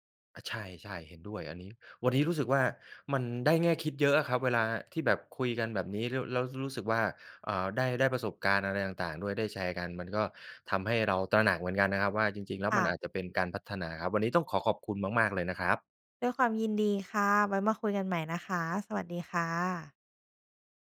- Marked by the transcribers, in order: none
- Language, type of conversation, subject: Thai, podcast, คุณรับมือกับคำวิจารณ์จากญาติอย่างไร?